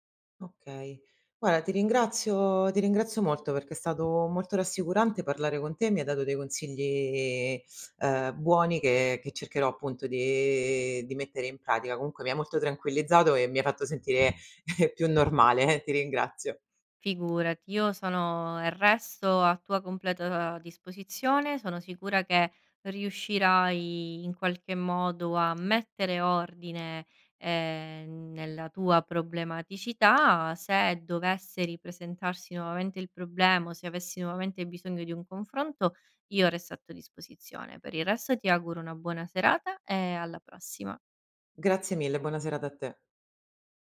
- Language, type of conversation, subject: Italian, advice, Perché capitano spesso ricadute in abitudini alimentari dannose dopo periodi in cui riesci a mantenere il controllo?
- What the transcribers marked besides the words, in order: "Guarda" said as "Guara"; tapping; chuckle